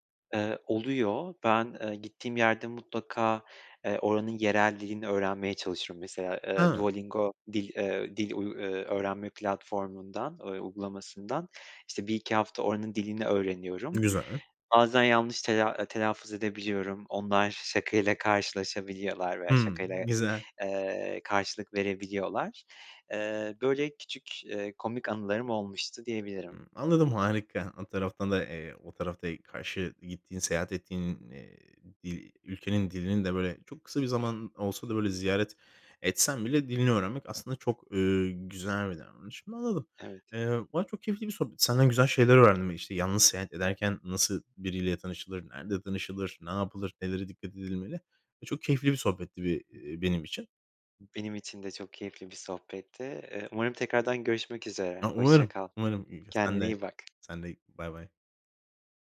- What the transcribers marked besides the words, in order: tapping
- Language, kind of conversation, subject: Turkish, podcast, Yalnız seyahat ederken yeni insanlarla nasıl tanışılır?